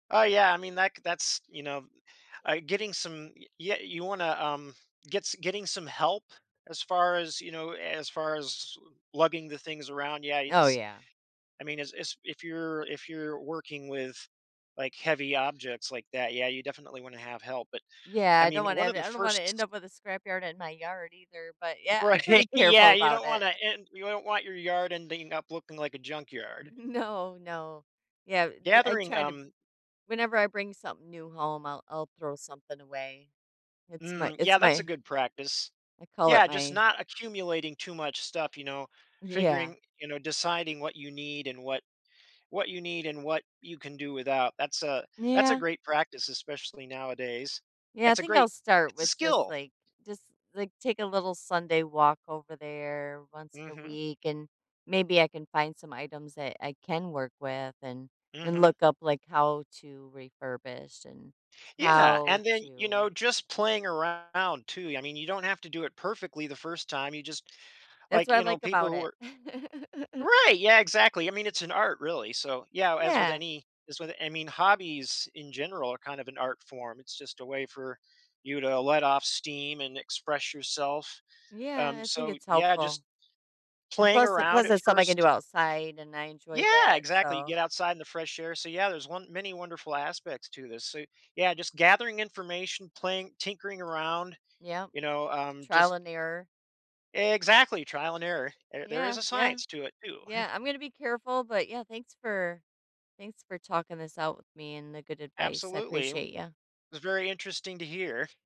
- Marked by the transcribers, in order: laughing while speaking: "Right, yeah"; laughing while speaking: "No"; tapping; laugh; chuckle
- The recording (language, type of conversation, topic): English, advice, How do i get started with a new hobby when i'm excited but unsure where to begin?